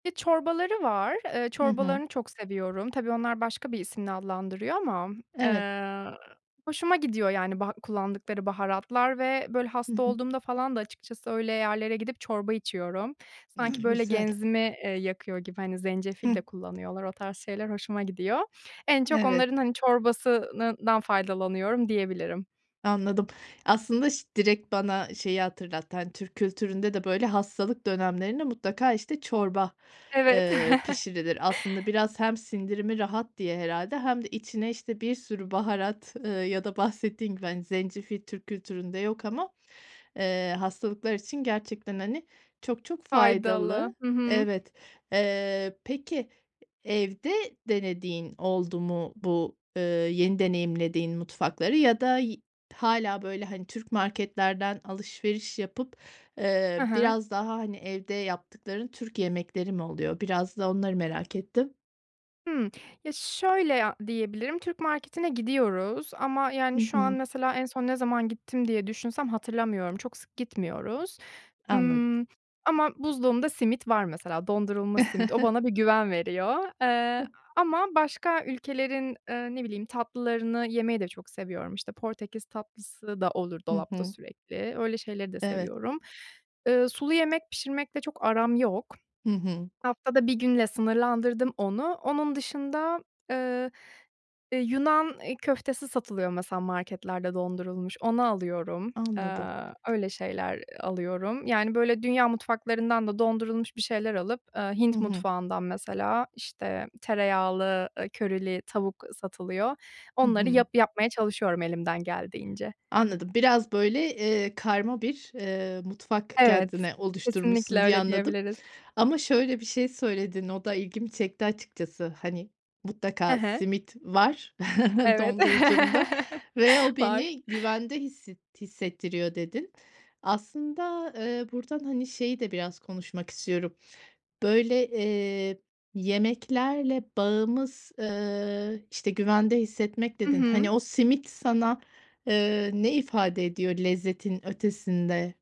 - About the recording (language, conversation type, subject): Turkish, podcast, Göç etmek yemek tercihlerinizi nasıl değiştirdi?
- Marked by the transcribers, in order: other background noise; background speech; tapping; chuckle; chuckle; chuckle; chuckle; laugh